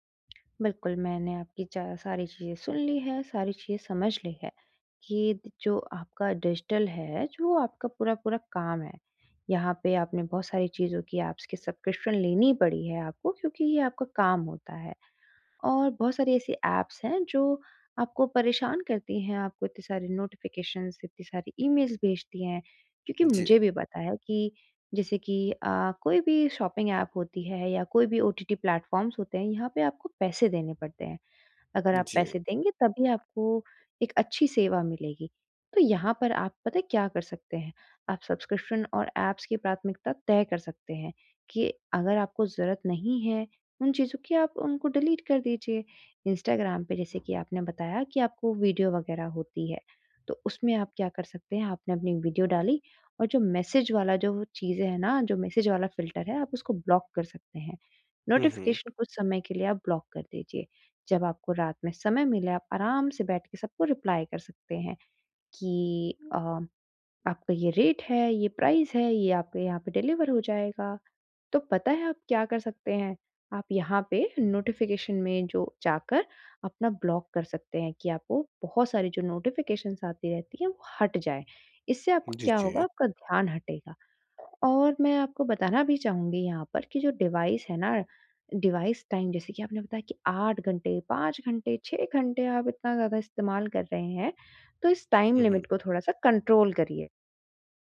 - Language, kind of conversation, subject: Hindi, advice, आप अपने डिजिटल उपयोग को कम करके सब्सक्रिप्शन और सूचनाओं से कैसे छुटकारा पा सकते हैं?
- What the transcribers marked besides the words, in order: tapping; in English: "ऐप्स"; in English: "सब्सक्रिप्शन"; in English: "ऐप्स"; in English: "नोटिफिकेशन्स"; in English: "ईमेल्स"; in English: "शॉपिंग ऐप"; in English: "ओटीटी प्लेटफॉर्म्स"; in English: "सब्सक्रिप्शन"; in English: "ऐप्स"; in English: "डिलीट"; in English: "मैसेज"; in English: "मैसेज"; in English: "फ़िल्टर"; in English: "ब्लॉक"; in English: "नोटिफ़िकेशन"; in English: "ब्लॉक"; in English: "रिप्लाई"; in English: "रेट"; in English: "प्राइस"; in English: "डिलीवर"; in English: "नोटिफ़िकेशन"; in English: "ब्लॉक"; in English: "नोटिफ़िकेशंस"; other background noise; in English: "डिवाइस"; in English: "डिवाइस टाइम"; in English: "टाइम लिमिट"; in English: "कंट्रोल"